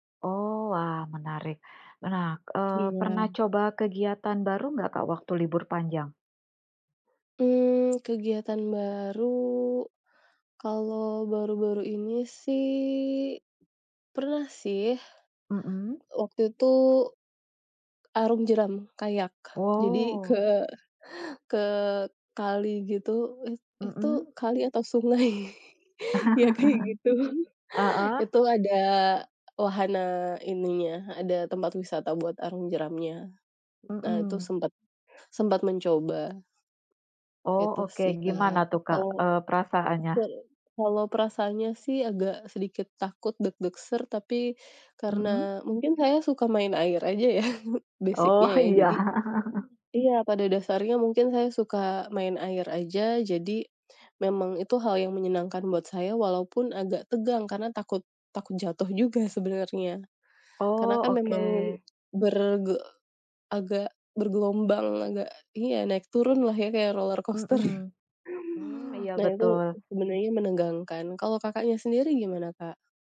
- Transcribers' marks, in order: laughing while speaking: "jadi ke"; laughing while speaking: "kali atau sungai ya kayak gitu"; tapping; chuckle; other background noise; laughing while speaking: "ya"; in English: "basic-nya"; laughing while speaking: "iya"; chuckle; laughing while speaking: "roller coaster"; in English: "roller coaster"
- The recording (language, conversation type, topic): Indonesian, unstructured, Apa kegiatan favoritmu saat libur panjang tiba?